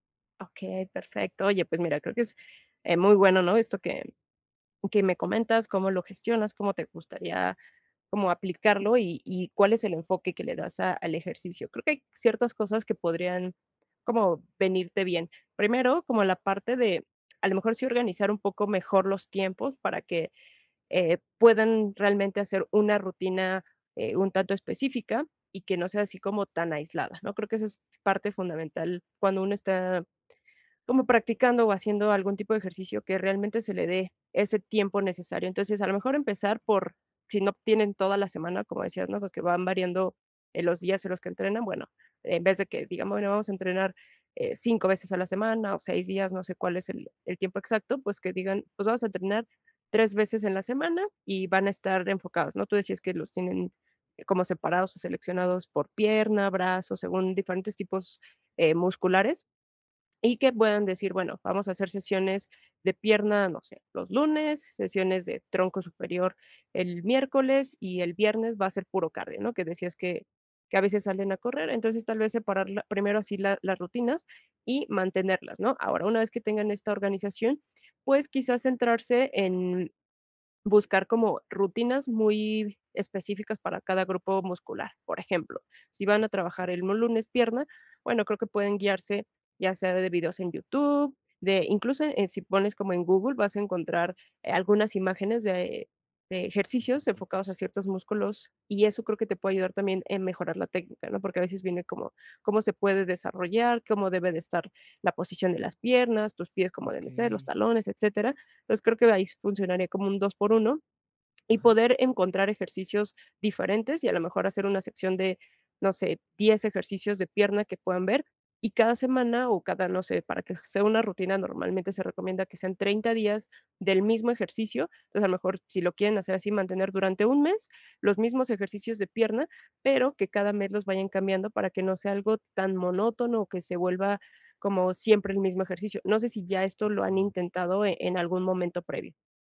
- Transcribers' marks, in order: other background noise
- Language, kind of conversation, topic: Spanish, advice, ¿Cómo puedo variar mi rutina de ejercicio para no aburrirme?